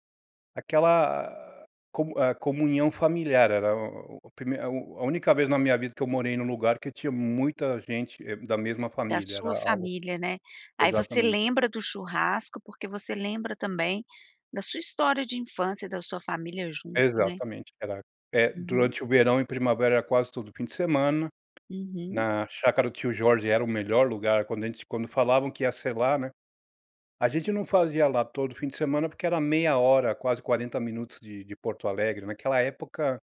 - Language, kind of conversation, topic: Portuguese, podcast, Qual era um ritual à mesa na sua infância?
- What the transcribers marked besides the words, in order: tapping